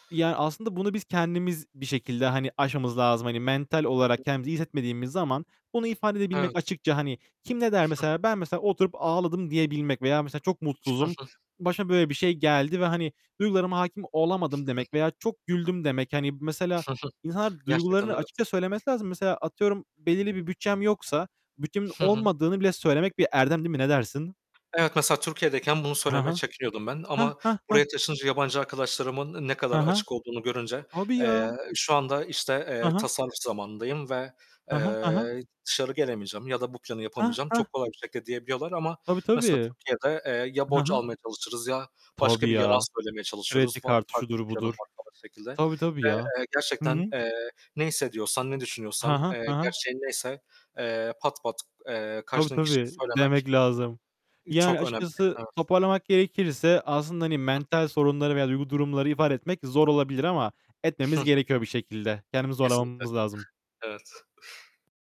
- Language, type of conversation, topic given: Turkish, unstructured, Duygusal zorluklar yaşarken yardım istemek neden zor olabilir?
- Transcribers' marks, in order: distorted speech; giggle; chuckle; other background noise; chuckle; chuckle; tapping; unintelligible speech; unintelligible speech; unintelligible speech; chuckle